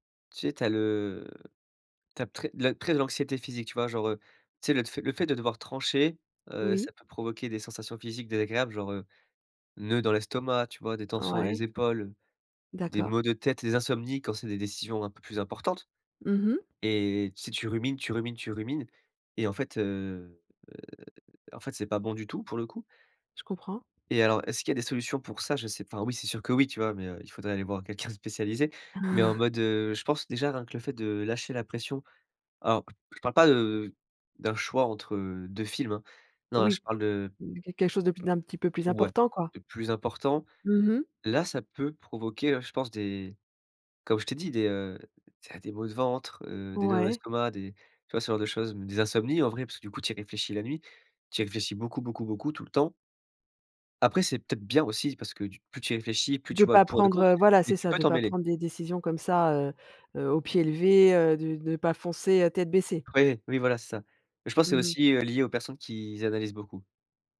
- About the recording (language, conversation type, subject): French, podcast, Comment reconnaître la paralysie décisionnelle chez soi ?
- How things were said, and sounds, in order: drawn out: "le"; blowing; laughing while speaking: "quelqu'un"